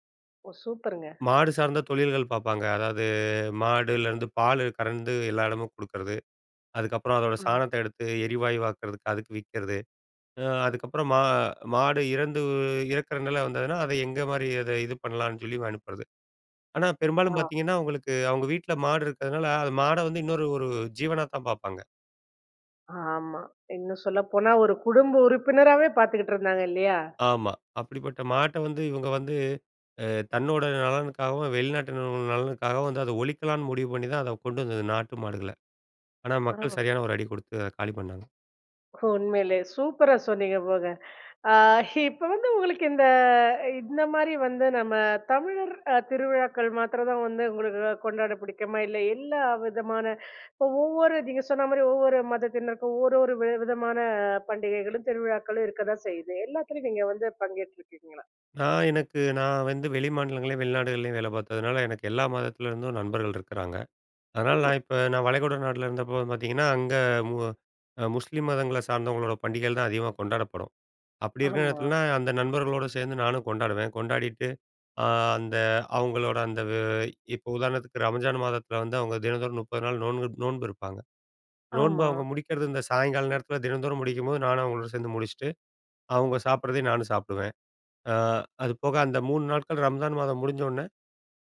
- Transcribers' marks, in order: "எந்த மாரி" said as "எங்கமாரி"; other background noise; chuckle
- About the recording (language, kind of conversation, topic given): Tamil, podcast, வெவ்வேறு திருவிழாக்களை கொண்டாடுவது எப்படி இருக்கிறது?